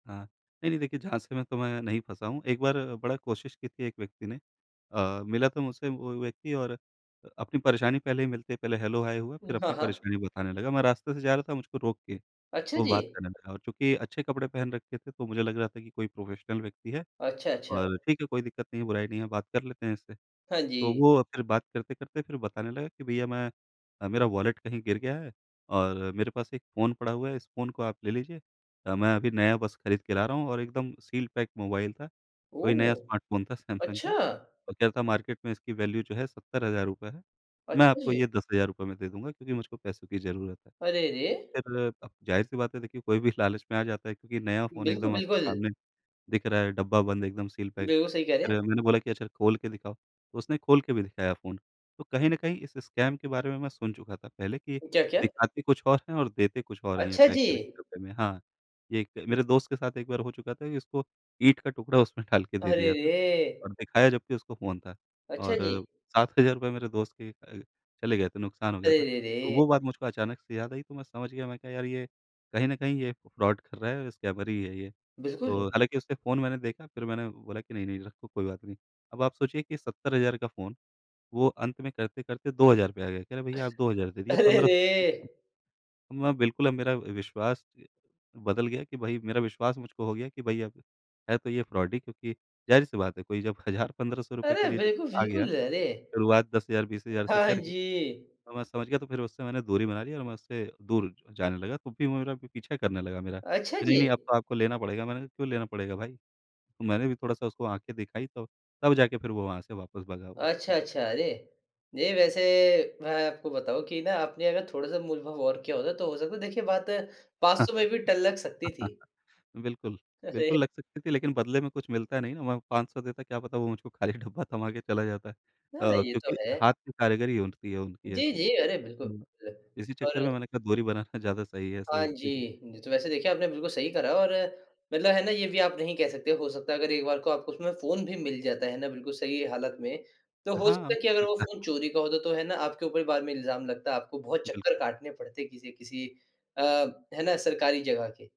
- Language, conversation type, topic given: Hindi, podcast, सफ़र में किसी अजनबी से मिली आपकी सबसे यादगार कहानी क्या है?
- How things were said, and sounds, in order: in English: "हेलो-हाय"; in English: "प्रोफेशनल"; in English: "वॉलेट"; in English: "मार्केट"; in English: "वैल्यू"; laughing while speaking: "कोई भी लालच"; in English: "स्कैम"; laughing while speaking: "डाल"; in English: "फ्रॉड"; in English: "स्कैमर"; other background noise; in English: "फ्रॉड"; laughing while speaking: "हज़ार"; laugh; laughing while speaking: "अरे!"; laughing while speaking: "खाली डब्बा"